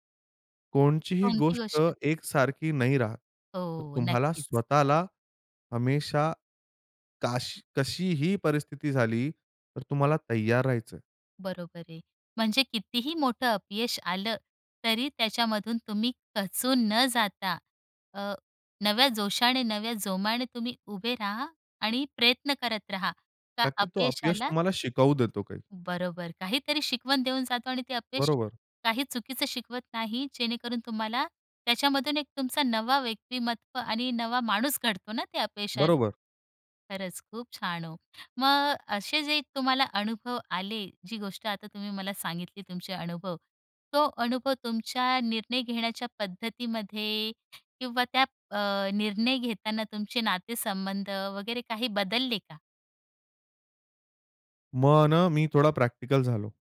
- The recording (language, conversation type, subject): Marathi, podcast, एखाद्या मोठ्या अपयशामुळे तुमच्यात कोणते बदल झाले?
- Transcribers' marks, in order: "कोणतीही" said as "कोणचीही"; tapping; "राहात" said as "रहात"; other background noise